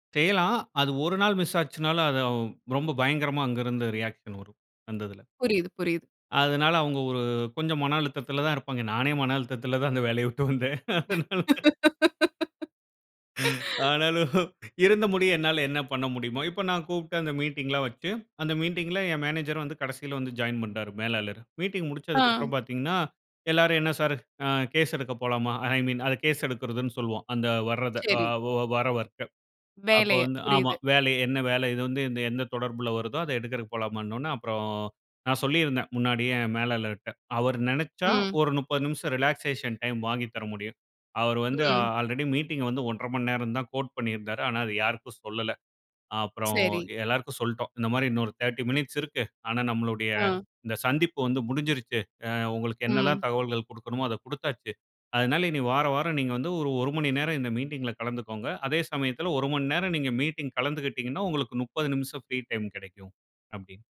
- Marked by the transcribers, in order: in English: "ரியாக்‌ஷன்"; laughing while speaking: "அந்த வேலய விட்டு வந்தேன். அதனால"; laugh; in English: "கேஸ்"; in English: "ஐ மீன்"; in English: "கேஸ்"; in English: "வொர்க்க"; in English: "ரிலாக்சேஷன் டைம்"; in English: "ஆல்ரெடி மீட்டிங்"; in English: "கோட்"; in English: "மீட்டிங்க்ல"
- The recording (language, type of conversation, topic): Tamil, podcast, குழுவில் ஒத்துழைப்பை நீங்கள் எப்படிப் ஊக்குவிக்கிறீர்கள்?